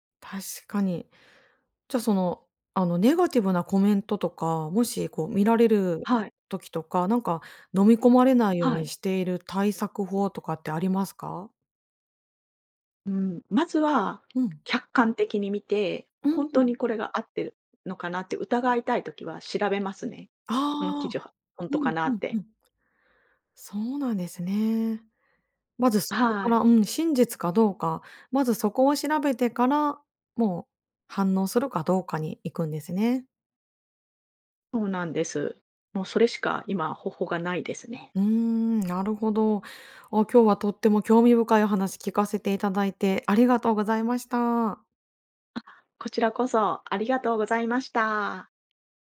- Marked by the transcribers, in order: none
- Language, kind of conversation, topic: Japanese, podcast, SNSとうまくつき合うコツは何だと思いますか？